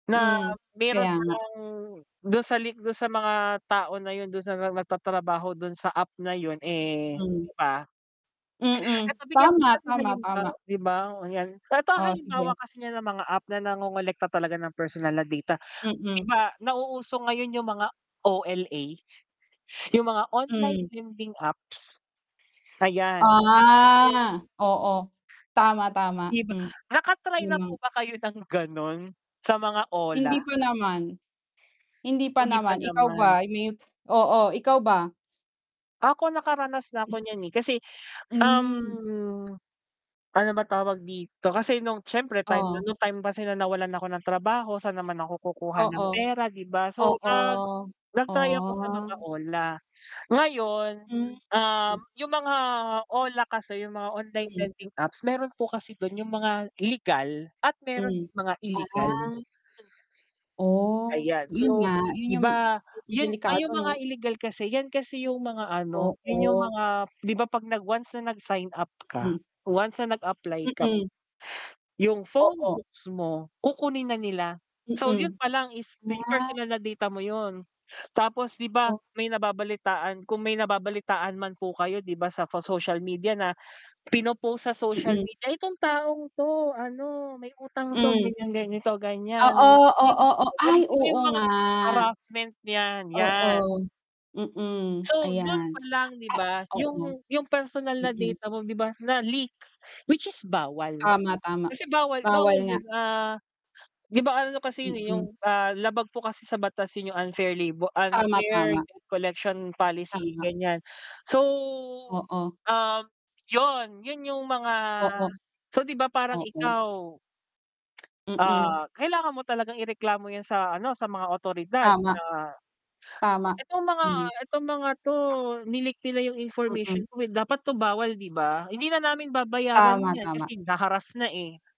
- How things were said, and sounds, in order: static; tapping; other background noise; drawn out: "Ah"; unintelligible speech; wind; distorted speech; background speech
- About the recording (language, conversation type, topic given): Filipino, unstructured, Ano ang opinyon mo tungkol sa mga aplikasyong nangongolekta ng personal na datos?